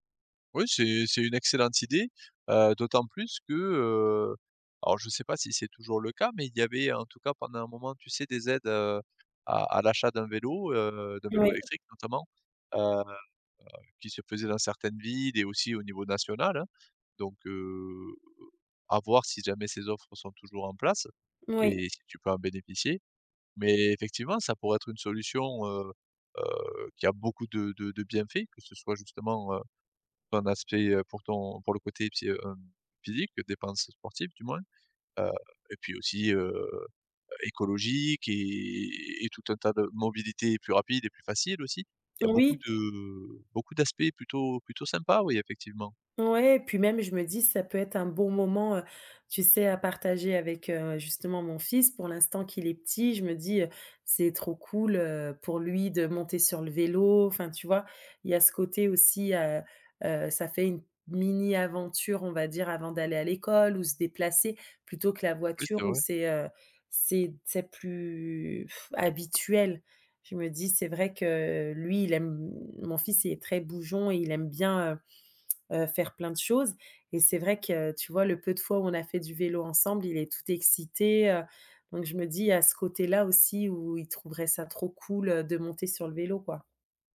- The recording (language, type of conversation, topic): French, advice, Comment trouver du temps pour faire du sport entre le travail et la famille ?
- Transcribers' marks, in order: drawn out: "plus"; tapping; tongue click; other background noise